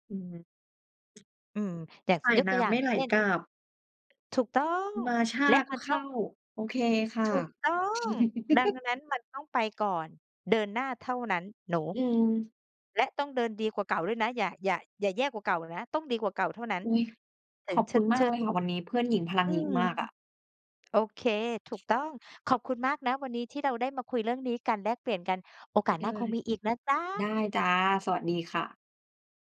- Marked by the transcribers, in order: tapping; chuckle; stressed: "จ๊ะ"
- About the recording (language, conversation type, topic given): Thai, unstructured, อะไรคือสิ่งที่ทำให้ความสัมพันธ์มีความสุข?